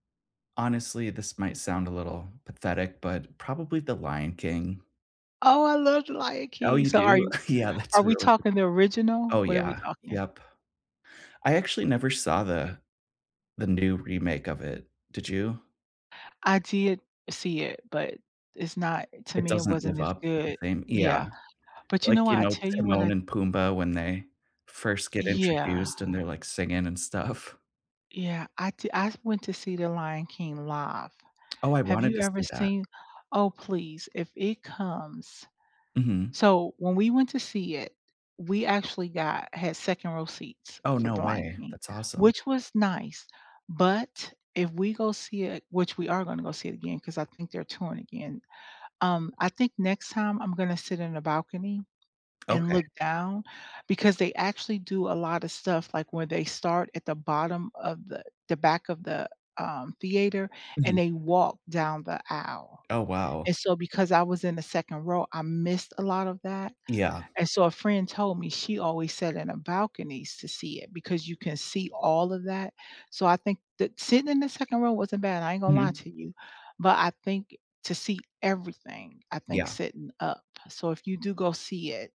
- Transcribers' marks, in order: laughing while speaking: "Yeah"; laughing while speaking: "stuff"; tapping; other background noise
- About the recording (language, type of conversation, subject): English, unstructured, If you could reboot your favorite story, who would you cast, and how would you reimagine it?
- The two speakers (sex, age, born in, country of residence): female, 55-59, United States, United States; male, 40-44, United States, United States